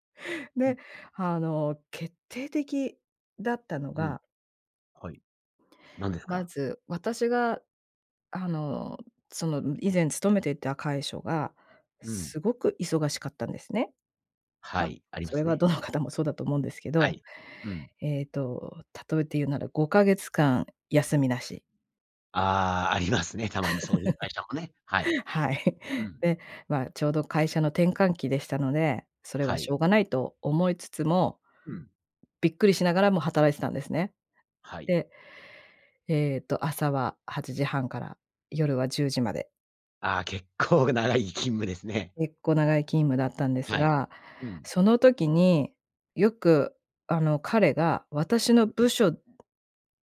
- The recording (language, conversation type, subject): Japanese, podcast, 結婚や同棲を決めるとき、何を基準に判断しましたか？
- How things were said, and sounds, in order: chuckle; laughing while speaking: "はい"; tapping